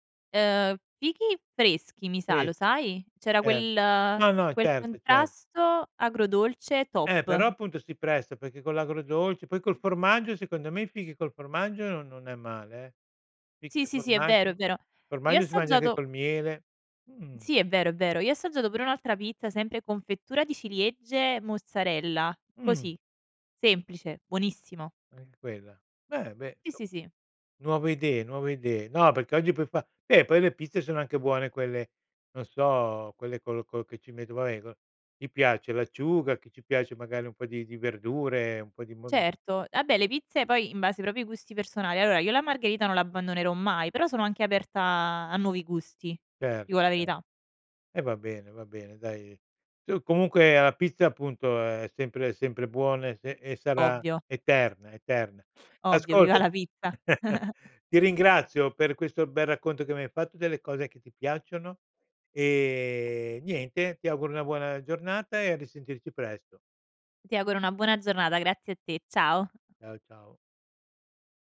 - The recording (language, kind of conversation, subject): Italian, podcast, Qual è il piatto che ti consola sempre?
- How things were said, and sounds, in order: "insomma" said as "nsom"; "vabbè" said as "uaè"; "vabbè" said as "abbè"; "propri" said as "propi"; chuckle; laughing while speaking: "viva"; chuckle; drawn out: "e"